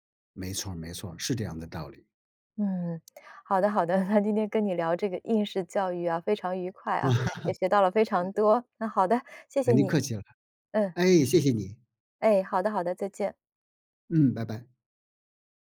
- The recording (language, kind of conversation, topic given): Chinese, podcast, 你怎么看待当前的应试教育现象？
- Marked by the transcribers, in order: laughing while speaking: "那今天"; chuckle